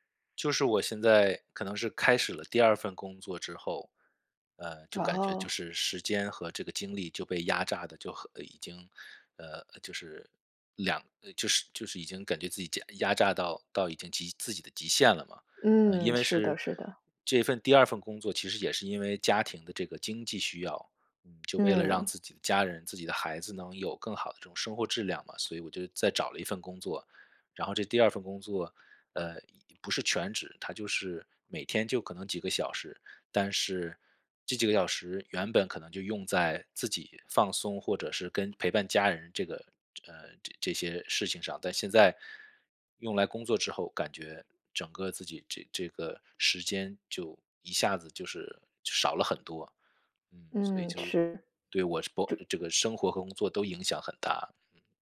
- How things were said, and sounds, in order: none
- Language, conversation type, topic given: Chinese, advice, 日常压力会如何影响你的注意力和创造力？